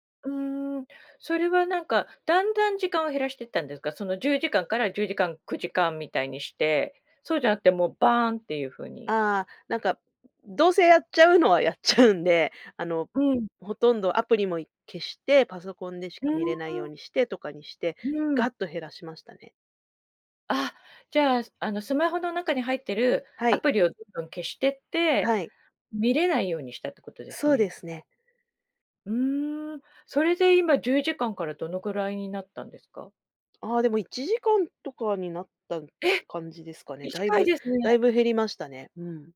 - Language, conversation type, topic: Japanese, podcast, SNSとどう付き合っていますか？
- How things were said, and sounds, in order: other background noise